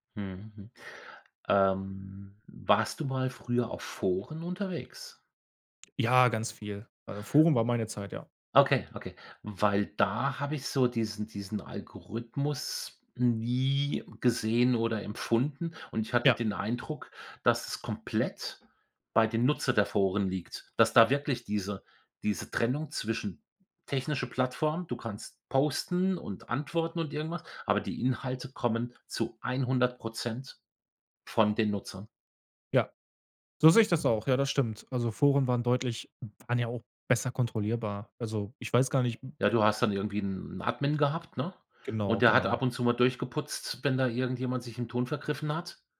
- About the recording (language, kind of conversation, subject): German, podcast, Wie können Algorithmen unsere Meinungen beeinflussen?
- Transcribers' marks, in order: other background noise